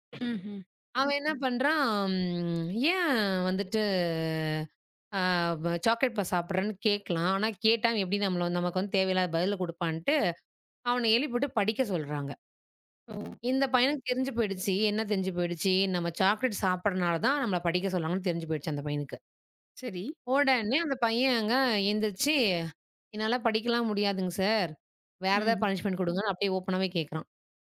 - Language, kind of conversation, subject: Tamil, podcast, மாணவர்களின் மனநலத்தைக் கவனிப்பதில் பள்ளிகளின் பங்கு என்ன?
- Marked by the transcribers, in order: other noise; drawn out: "பண்றான்? ஏன் வந்துட்டு"; in English: "சாக்லேட் பார்"; in another language: "சாக்லேட்"; in English: "பனிஷ்மென்ட்"; in another language: "ஓபன்னாவே"